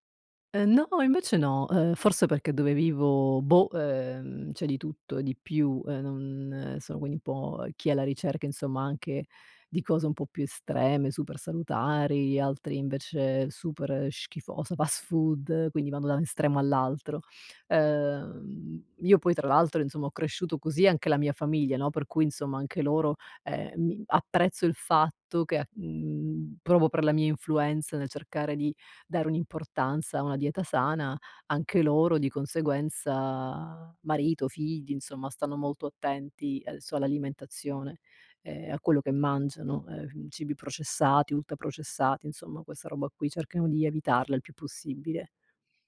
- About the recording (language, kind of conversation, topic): Italian, podcast, Quali alimenti pensi che aiutino la guarigione e perché?
- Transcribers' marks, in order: put-on voice: "schifosa"; "adesso" said as "aesso"